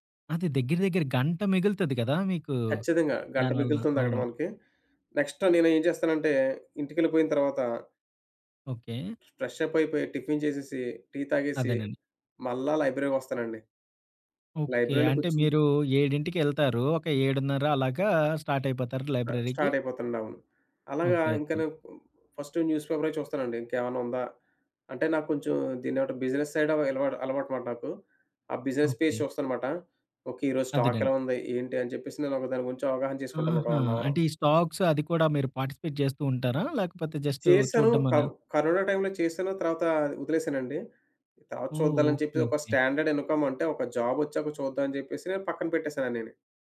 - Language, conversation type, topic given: Telugu, podcast, స్వయంగా నేర్చుకోవడానికి మీ రోజువారీ అలవాటు ఏమిటి?
- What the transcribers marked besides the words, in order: in English: "నెక్స్ట్"; other background noise; in English: "ఫ్రెష్‌అప్"; in English: "టిఫిన్"; in English: "లైబ్రరీకొస్తానండి"; in English: "లైబ్రరీలో"; in English: "స్టార్ట్"; in English: "లైబ్రరీకి?"; in English: "స్టార్ట్"; in English: "ఫస్ట్"; in English: "బిజినెస్ సైడ్"; in English: "బిజినెస్ పేజ్"; in English: "వన్"; in English: "స్టాక్స్"; in English: "పార్టిసిపేట్"; in English: "స్టాండర్డ్ ఇన్‌కమ్"